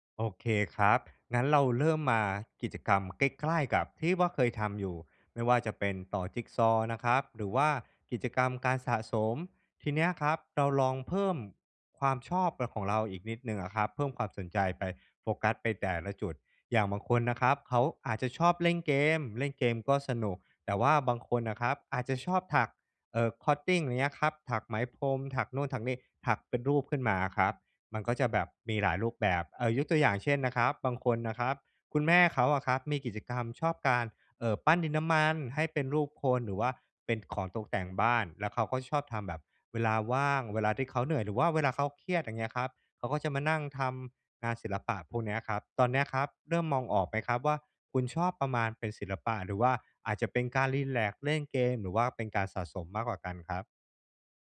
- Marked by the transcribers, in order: other background noise
- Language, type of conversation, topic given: Thai, advice, ฉันจะเริ่มค้นหาความชอบส่วนตัวของตัวเองได้อย่างไร?